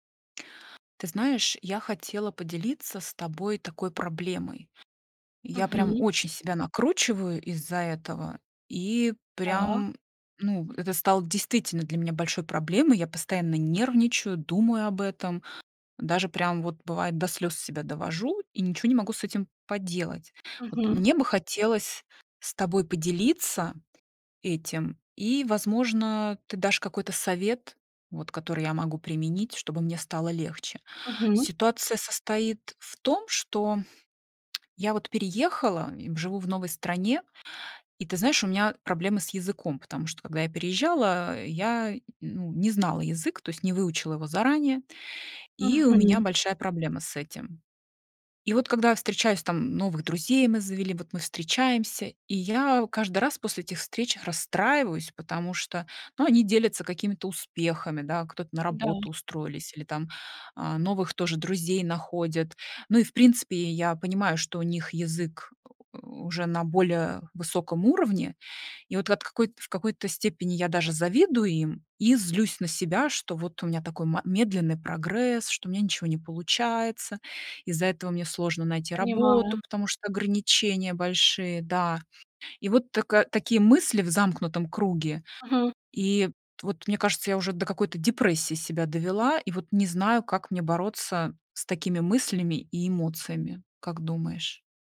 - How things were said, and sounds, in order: other background noise; tapping; grunt
- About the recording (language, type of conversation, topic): Russian, advice, Как перестать постоянно сравнивать себя с друзьями и перестать чувствовать, что я отстаю?